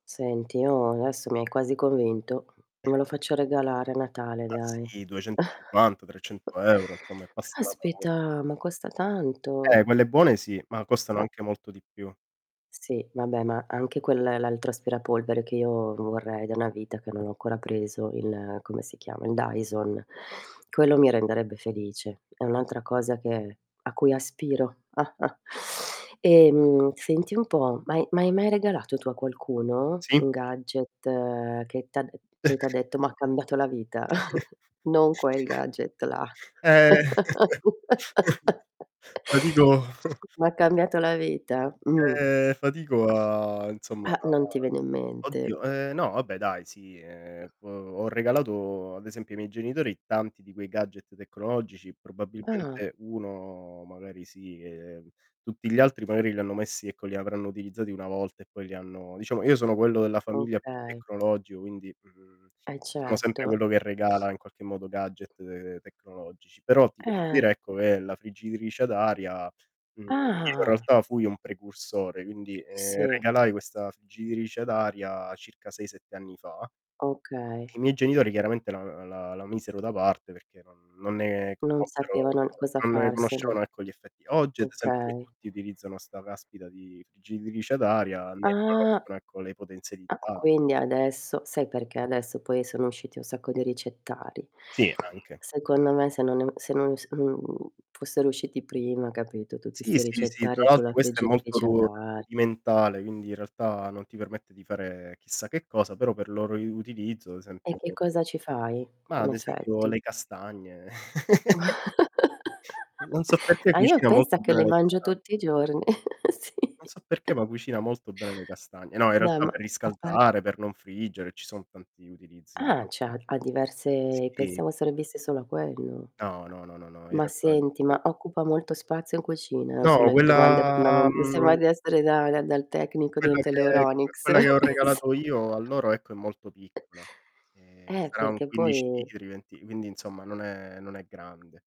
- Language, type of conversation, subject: Italian, unstructured, Qual è il gadget tecnologico che ti ha reso più felice?
- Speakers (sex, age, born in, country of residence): female, 50-54, Italy, Italy; male, 30-34, Italy, Italy
- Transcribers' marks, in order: other background noise; distorted speech; tapping; chuckle; chuckle; chuckle; chuckle; laugh; chuckle; chuckle; laughing while speaking: "Sì"; "cioè" said as "ceh"; "sembra" said as "semba"; chuckle; other noise